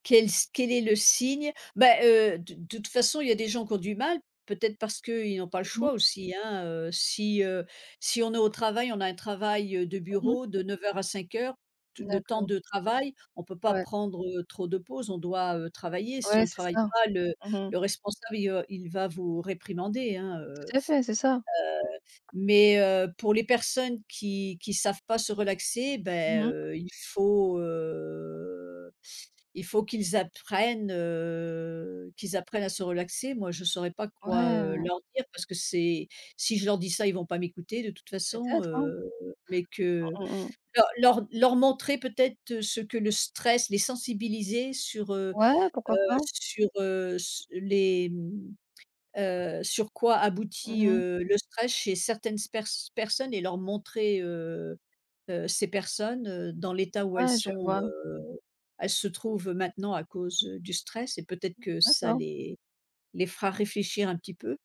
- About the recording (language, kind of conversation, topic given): French, unstructured, Pourquoi est-il important de prendre soin de sa santé mentale ?
- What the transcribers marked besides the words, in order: drawn out: "heu"